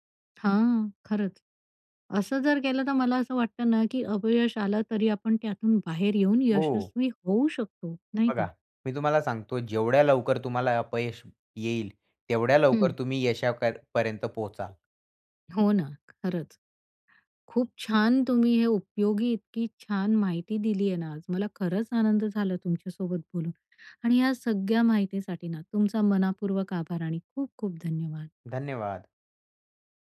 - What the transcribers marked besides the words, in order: other background noise
- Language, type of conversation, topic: Marathi, podcast, अपयशानंतर पर्यायी योजना कशी आखतोस?